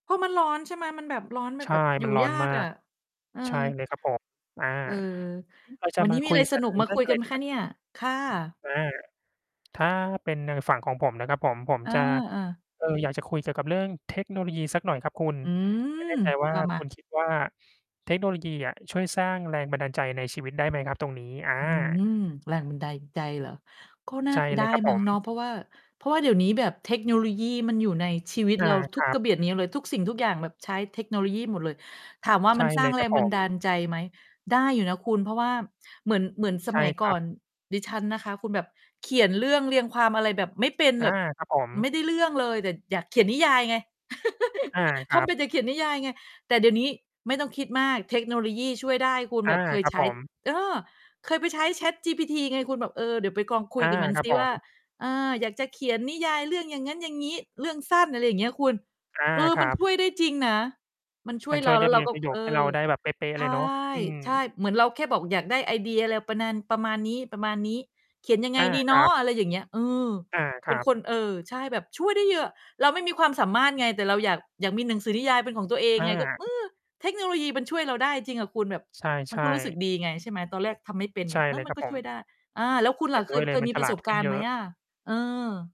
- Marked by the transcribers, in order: distorted speech; "แรงบันดาลใจ" said as "แรงบันไดใจ"; chuckle; other background noise; tapping
- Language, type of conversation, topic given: Thai, unstructured, คุณคิดว่าเทคโนโลยีสามารถช่วยสร้างแรงบันดาลใจในชีวิตได้ไหม?